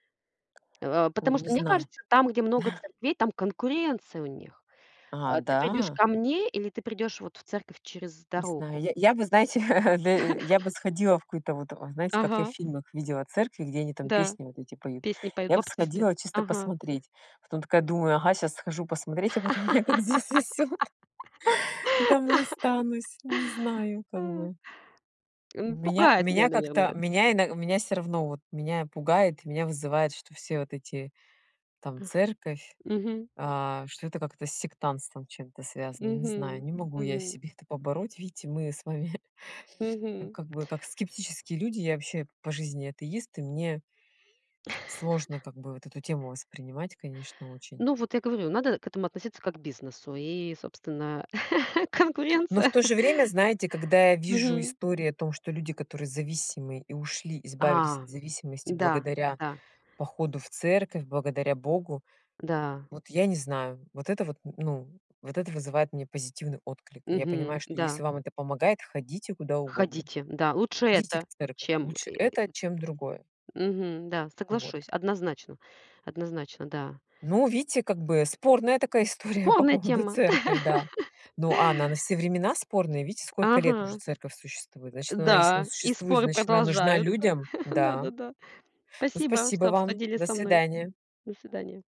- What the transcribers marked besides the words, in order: tapping; chuckle; surprised: "А, да?"; chuckle; laugh; laughing while speaking: "меня как засосет"; chuckle; sniff; chuckle; laughing while speaking: "конкуренция"; grunt; laughing while speaking: "история"; laugh; grunt; chuckle
- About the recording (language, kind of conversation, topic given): Russian, unstructured, Почему, как ты думаешь, люди ходят в церковь?